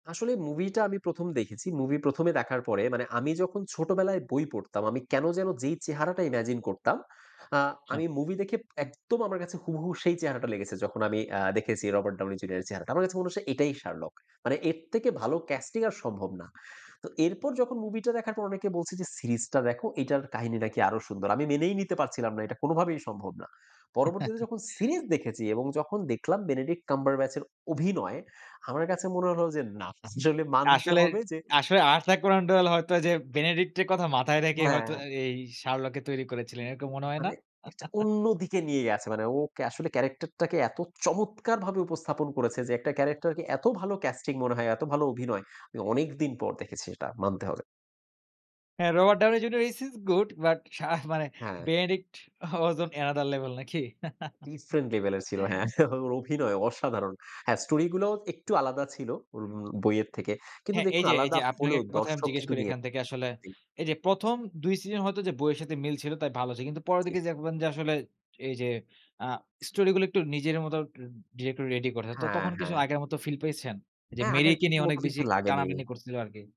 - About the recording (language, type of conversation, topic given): Bengali, podcast, বই বা সিনেমা—আপনি কোনটার মাধ্যমে বেশি পালিয়ে যেতে চান?
- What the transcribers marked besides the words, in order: laugh; stressed: "অভিনয়"; "Arthur Conan Doyle" said as "আর্থাকুরান্ডাল"; laugh; stressed: "চমৎকারভাবে"; in English: "he is good"; in English: "was on another level"; giggle; laugh